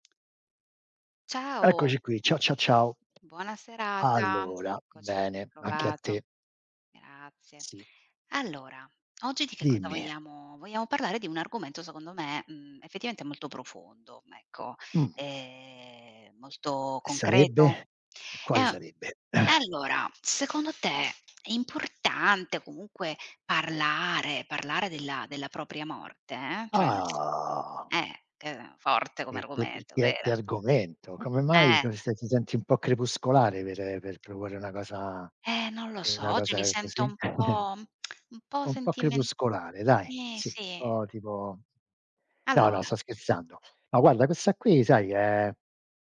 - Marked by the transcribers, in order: tapping; throat clearing; other background noise; chuckle; tongue click; "questa" said as "quessa"
- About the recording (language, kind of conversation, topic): Italian, unstructured, Pensi che sia importante parlare della propria morte?